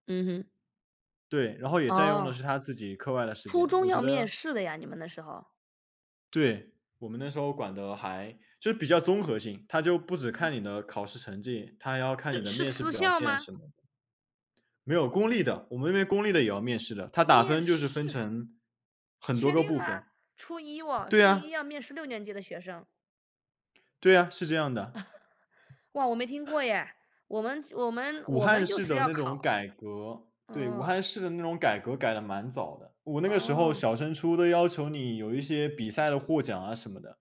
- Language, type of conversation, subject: Chinese, unstructured, 你有哪些难忘的学校经历？
- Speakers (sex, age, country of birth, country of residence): male, 20-24, China, Finland; male, 35-39, United States, United States
- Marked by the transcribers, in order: other noise; laugh